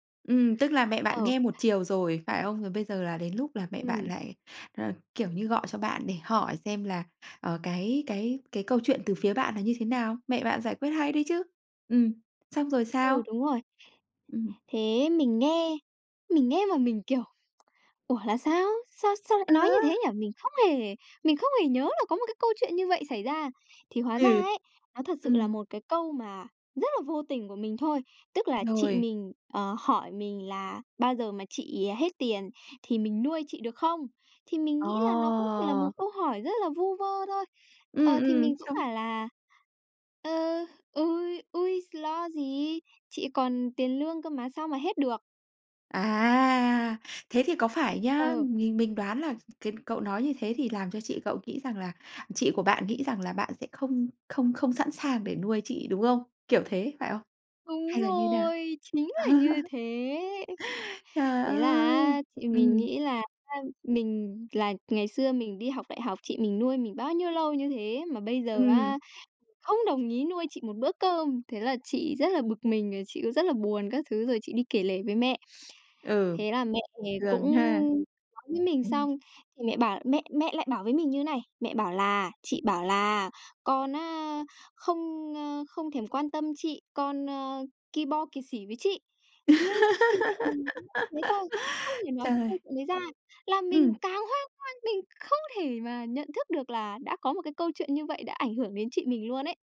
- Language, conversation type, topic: Vietnamese, podcast, Bạn có thể kể về một lần bạn dám nói ra điều khó nói không?
- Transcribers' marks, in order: other background noise; tapping; drawn out: "Ồ!"; laugh; laugh